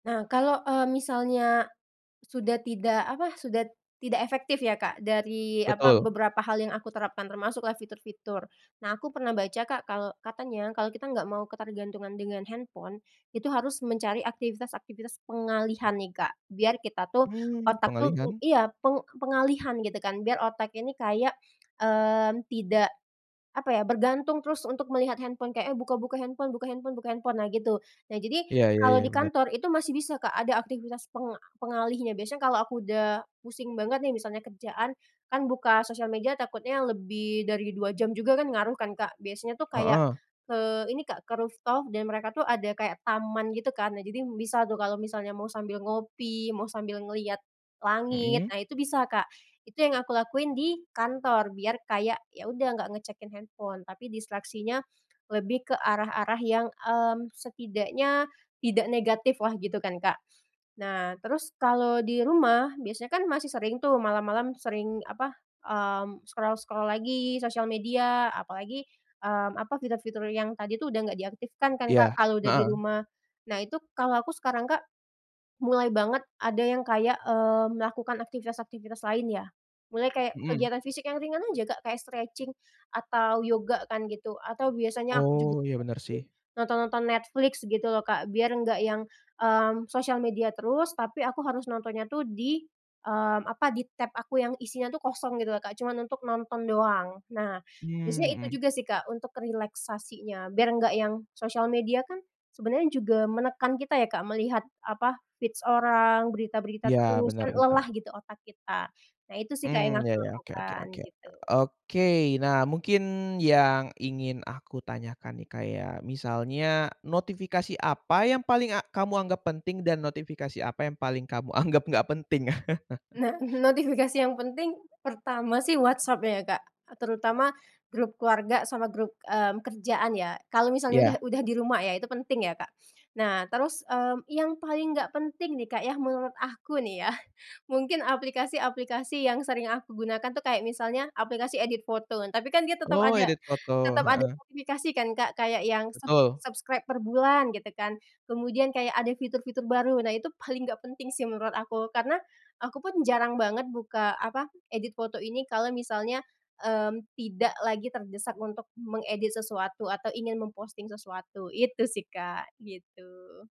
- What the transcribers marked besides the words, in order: other background noise; in English: "rooftop"; in English: "scroll-scroll"; in English: "stretching"; unintelligible speech; in English: "feeds"; laughing while speaking: "anggap nggak penting?"; laughing while speaking: "Nah"; laugh; in English: "subscribe"
- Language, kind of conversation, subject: Indonesian, podcast, Bagaimana kamu mengatur notifikasi agar tidak terganggu?
- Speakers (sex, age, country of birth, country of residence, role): female, 25-29, Indonesia, Indonesia, guest; male, 20-24, Indonesia, Indonesia, host